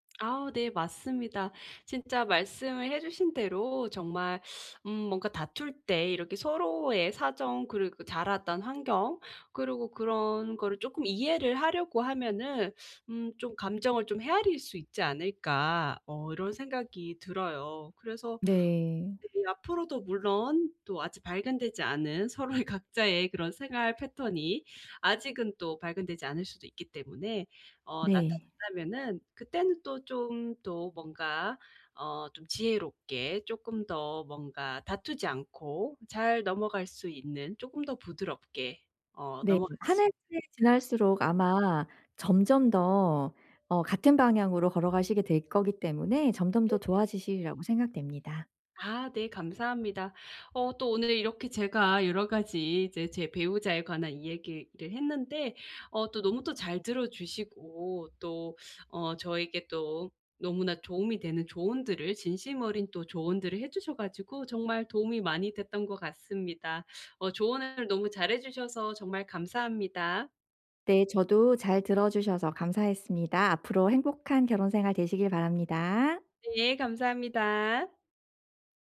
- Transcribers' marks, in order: laughing while speaking: "서로의"
- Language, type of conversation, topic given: Korean, advice, 다툴 때 서로의 감정을 어떻게 이해할 수 있을까요?